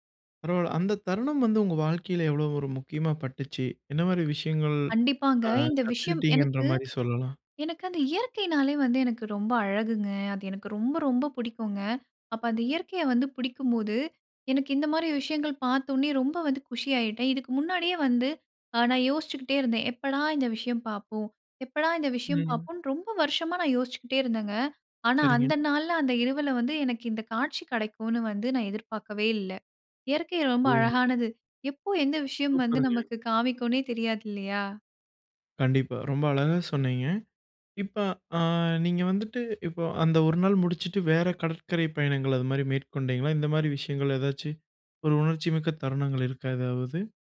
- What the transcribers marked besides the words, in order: "உடனே" said as "ஒன்னே"; surprised: "எந்த விஷயம் வந்து, நமக்கு காமிக்குன்னே தெரியாது இல்லயா!"
- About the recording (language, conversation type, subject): Tamil, podcast, உங்களின் கடற்கரை நினைவொன்றை பகிர முடியுமா?